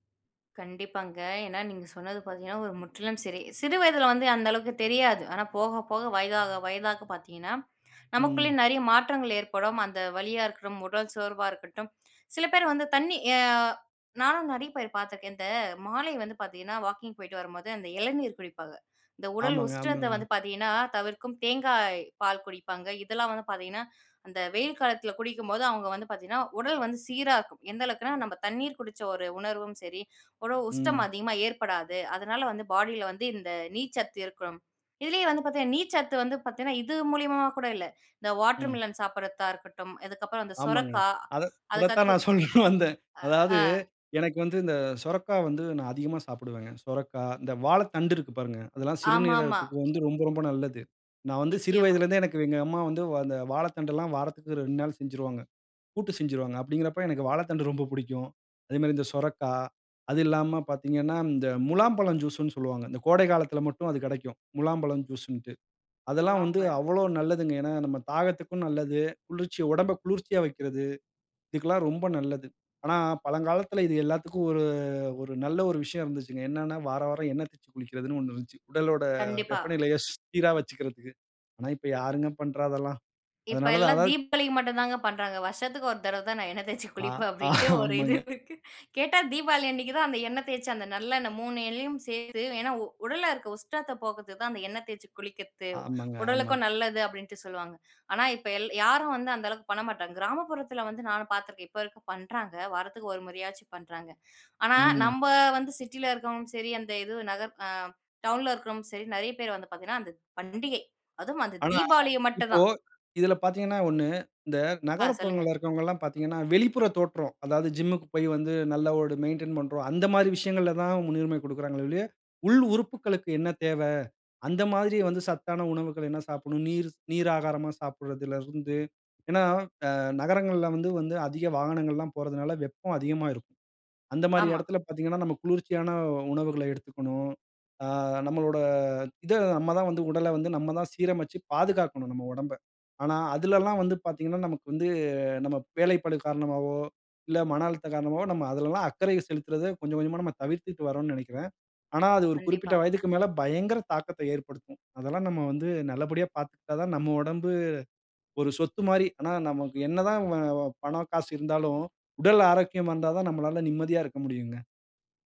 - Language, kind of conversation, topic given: Tamil, podcast, உங்கள் உடலுக்கு போதுமான அளவு நீர் கிடைக்கிறதா என்பதைக் எப்படி கவனிக்கிறீர்கள்?
- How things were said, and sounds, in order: "இருக்கட்டும்" said as "இருக்கரும்"; other background noise; in English: "பாடியில"; "இருக்கும்" said as "இருக்கொம்"; laughing while speaking: "நான் சொல்ல வந்தேன்"; "தீபாவளிக்கு" said as "தீபளிக்கு"; laughing while speaking: "எண்ணெய் தேய்ச்சு குளிப்பேன், அப்படின்ட்டு ஒரு இது இருக்கு"; laughing while speaking: "ஆமாங்க"; "தீபாவளி" said as "தீபாளி"; "இருக்கவரும்" said as "இருக்றோம்"; "ஒரு" said as "ஒடு"; tapping